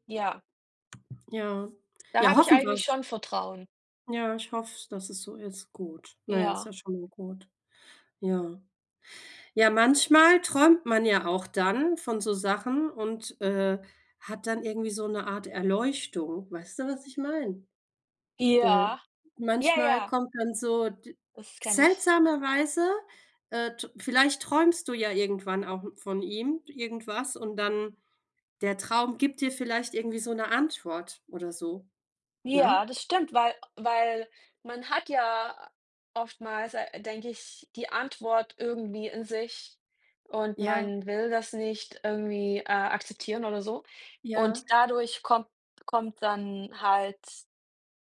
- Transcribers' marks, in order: other background noise
- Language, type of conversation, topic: German, unstructured, Was fasziniert dich am meisten an Träumen, die sich so real anfühlen?